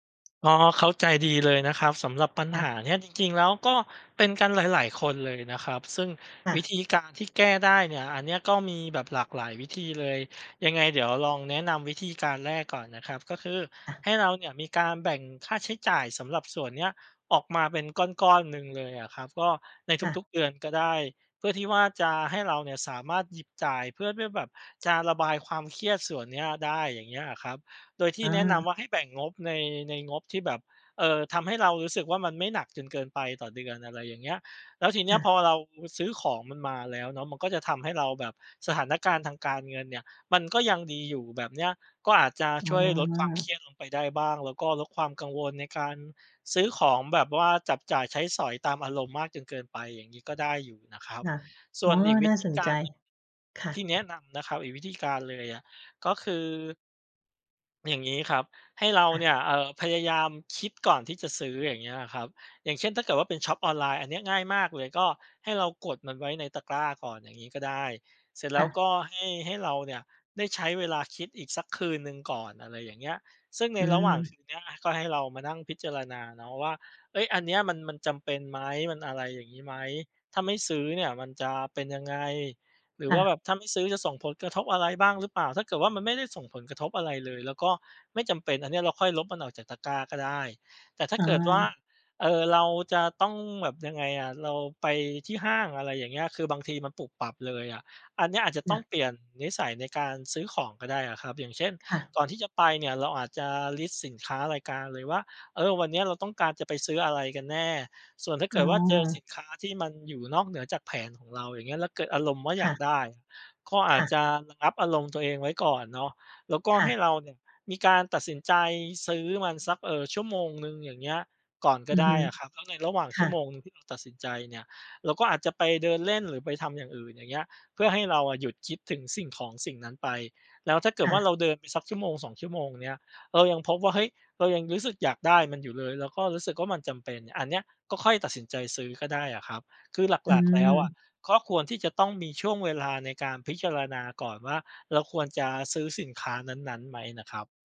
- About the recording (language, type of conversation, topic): Thai, advice, เมื่อเครียด คุณเคยเผลอใช้จ่ายแบบหุนหันพลันแล่นไหม?
- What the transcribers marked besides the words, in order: none